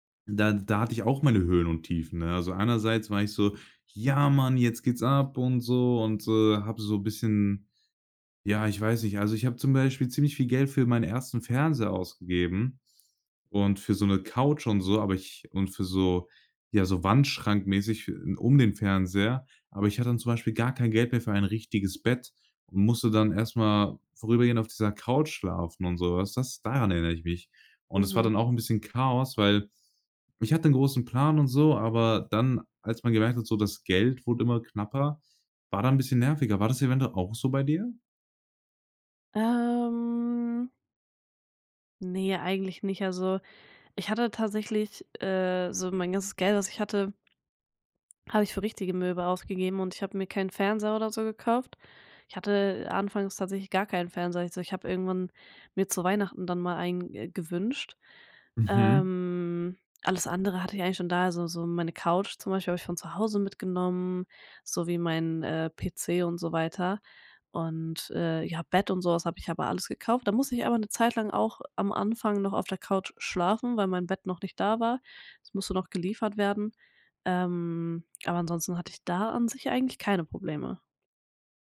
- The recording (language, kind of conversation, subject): German, podcast, Wann hast du zum ersten Mal alleine gewohnt und wie war das?
- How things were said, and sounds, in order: drawn out: "Ähm"; other background noise